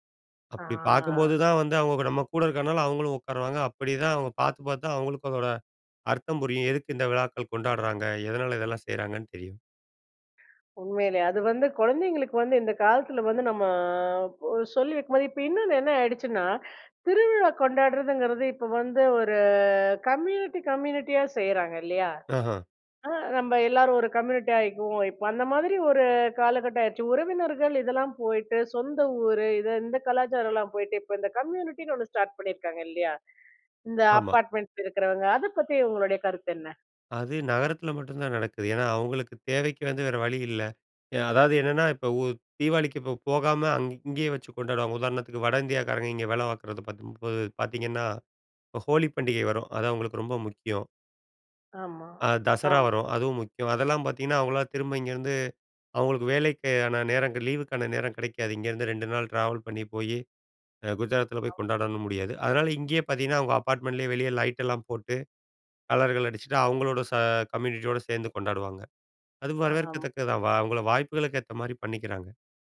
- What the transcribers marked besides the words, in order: drawn out: "ஆ"; breath; drawn out: "நம்ம"; drawn out: "ஒரு"; in English: "கம்யூனிட்டி கம்யூனிட்டியா"; in English: "கம்யூனிட்டியா"; in English: "கம்யூனிட்டின்னு"; in English: "ஸ்டார்ட்"; in English: "அப்பார்ட்மெண்ட்ல"; other background noise; in English: "லீவுக்கான"; in English: "ட்ராவல்"; in English: "அப்பார்ட்மெண்ட்லேயே"; in English: "லைட்டெல்லாம்"; in English: "கம்யூனிட்டியோடு"
- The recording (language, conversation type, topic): Tamil, podcast, வெவ்வேறு திருவிழாக்களை கொண்டாடுவது எப்படி இருக்கிறது?